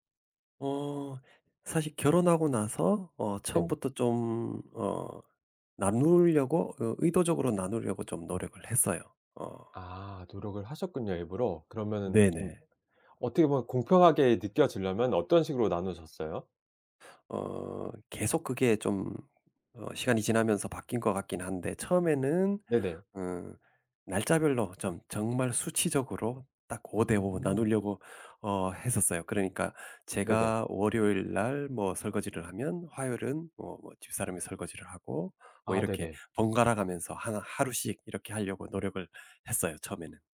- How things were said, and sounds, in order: other background noise
- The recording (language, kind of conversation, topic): Korean, podcast, 집안일 분담은 보통 어떻게 정하시나요?